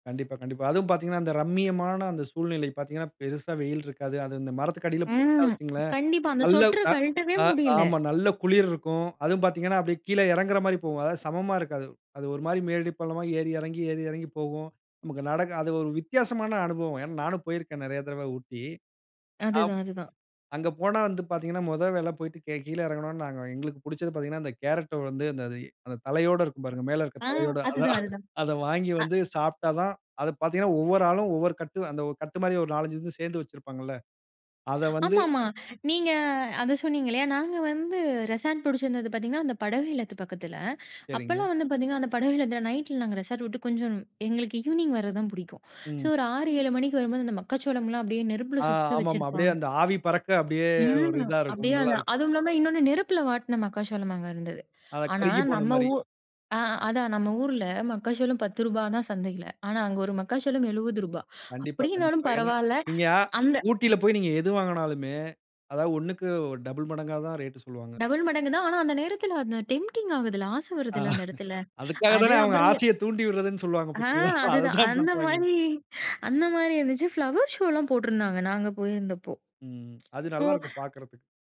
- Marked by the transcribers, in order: drawn out: "ம்"; in English: "ஸ்வெட்டரு"; "போட்டா" said as "புட்டா"; other noise; laughing while speaking: "தலையோட அதான்"; other background noise; in English: "ரெசார்ட்"; in English: "ரெசார்ட்"; in English: "ஈவ்னிங்"; drawn out: "ம்"; in English: "டபுள்"; in English: "டபுள்"; in English: "டெம்ப்டிங்"; laughing while speaking: "அதுக்காக தானே அவங்க, ஆசைய தூண்டி விட்ரதுன்னு சொல்லுவாங்க, பார்த்தீங்களா! அதைதான் பண்றாங்க"; laughing while speaking: "ஆ. அதுதான். அந்த மாரி அந்த மாரி இருந்துச்சு"; in English: "பிளவர் ஷோல்லாம்"
- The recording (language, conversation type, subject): Tamil, podcast, உற்சாகம் குறைந்த போது உங்களை நீங்கள் எப்படி மீண்டும் ஊக்கப்படுத்திக் கொள்வீர்கள்?